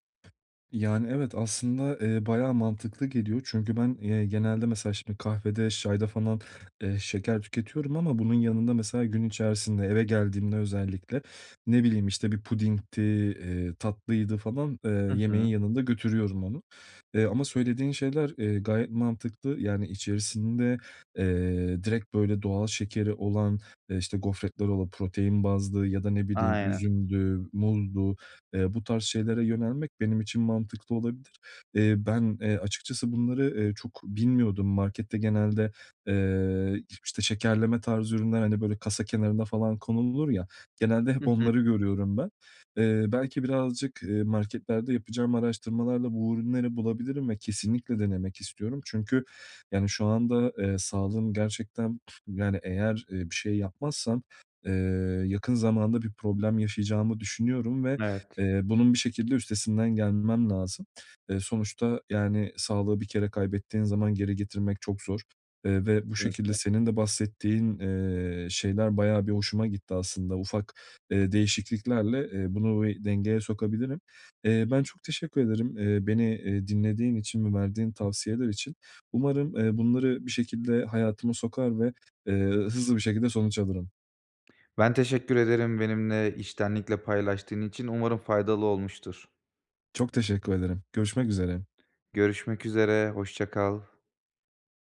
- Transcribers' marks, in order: other background noise; "çayda" said as "şayda"; tapping; unintelligible speech
- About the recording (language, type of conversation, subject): Turkish, advice, Şeker tüketimini azaltırken duygularımı nasıl daha iyi yönetebilirim?